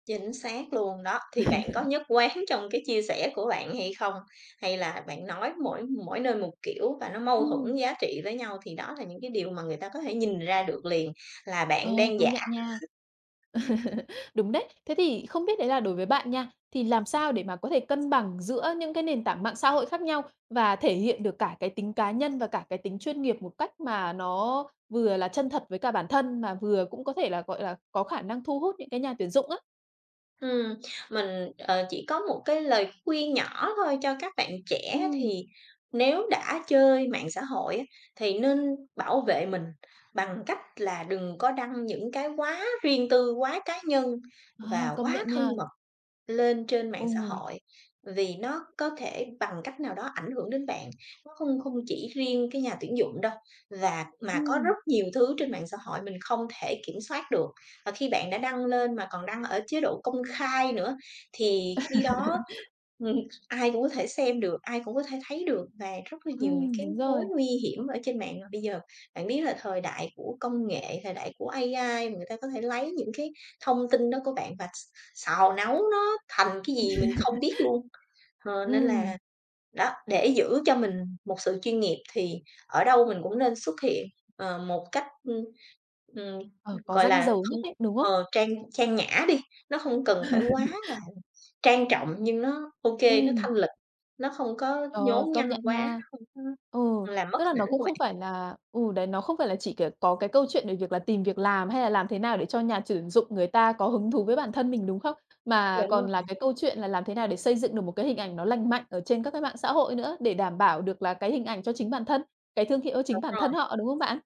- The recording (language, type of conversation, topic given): Vietnamese, podcast, Làm sao để trang cá nhân trông chuyên nghiệp trong mắt nhà tuyển dụng?
- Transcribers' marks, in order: other background noise; chuckle; laughing while speaking: "quán"; laugh; tapping; laugh; laugh; laugh